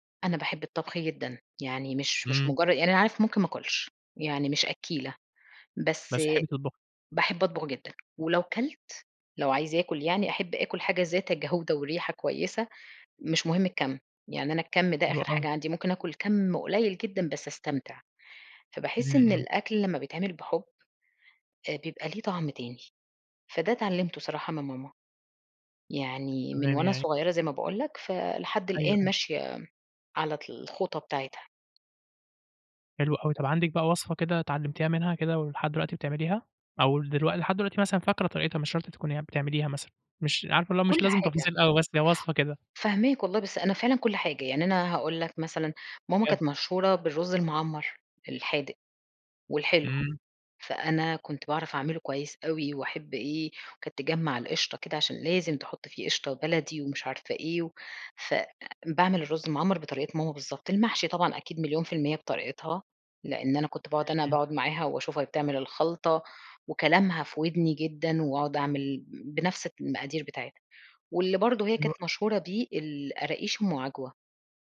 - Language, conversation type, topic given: Arabic, podcast, إزاي بتورّثوا العادات والأكلات في بيتكم؟
- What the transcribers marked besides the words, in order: laughing while speaking: "جودة"; tapping